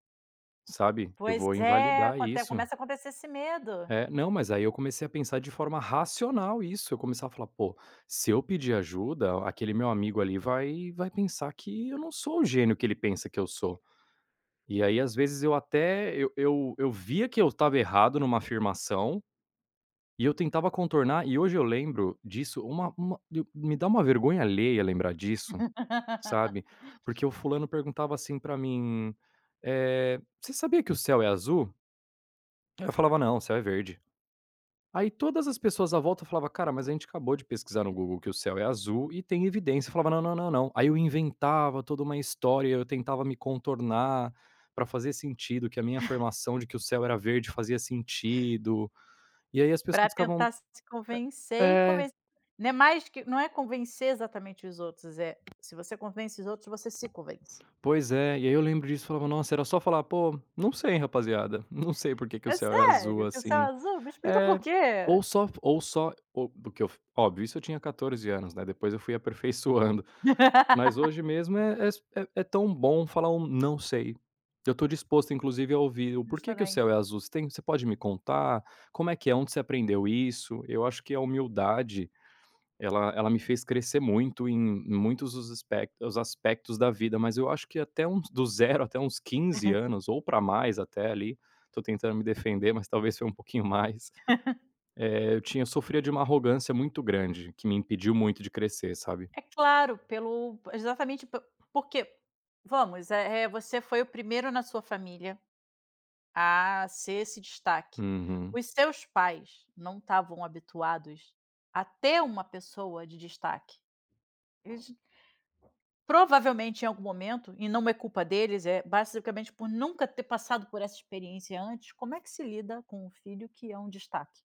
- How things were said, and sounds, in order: laugh; tapping; unintelligible speech; laugh; "aspectos-" said as "espectos"; laugh; laugh; unintelligible speech
- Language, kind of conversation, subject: Portuguese, advice, Como posso pedir apoio profissional sem sentir que isso me faz parecer fraco?